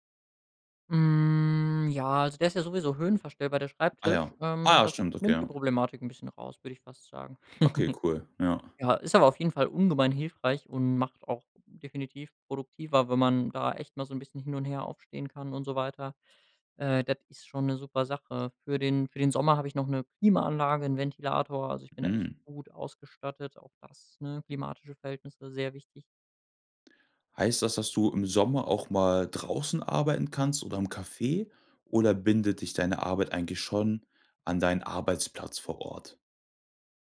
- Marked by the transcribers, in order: drawn out: "Mhm"; laugh; surprised: "Mhm"; other background noise
- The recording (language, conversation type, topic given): German, podcast, Was hilft dir, zu Hause wirklich produktiv zu bleiben?